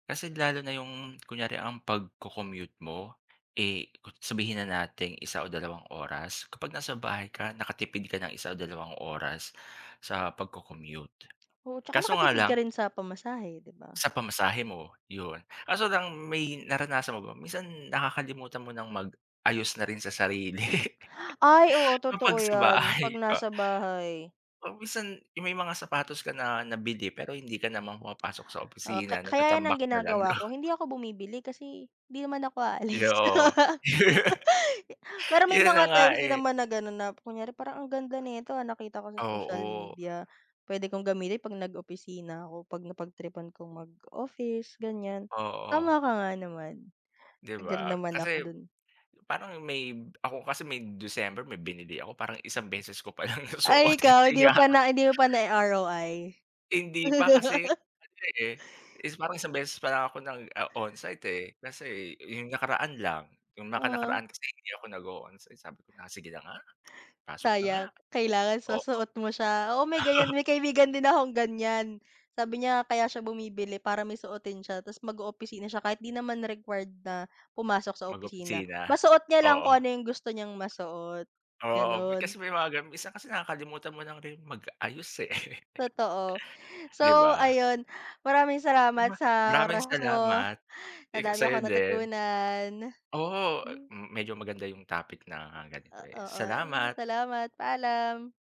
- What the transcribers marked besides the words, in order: tapping; laughing while speaking: "sarili, kapag sa bahay ka"; laughing while speaking: "no?"; laugh; laughing while speaking: "Yun na nga eh!"; laughing while speaking: "nasuot kasi nga"; laugh; tsk; chuckle; chuckle
- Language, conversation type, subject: Filipino, unstructured, Mas gusto mo bang magtrabaho sa opisina o sa bahay?